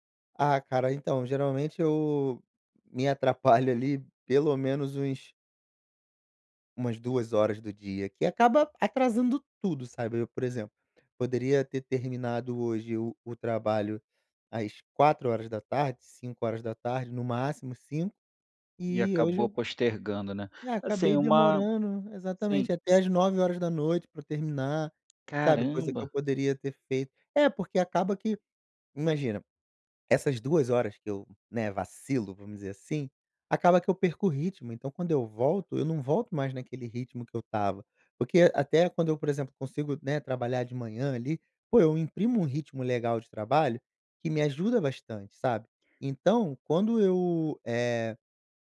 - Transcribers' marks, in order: none
- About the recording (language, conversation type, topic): Portuguese, advice, Como você descreveria sua procrastinação constante em tarefas importantes?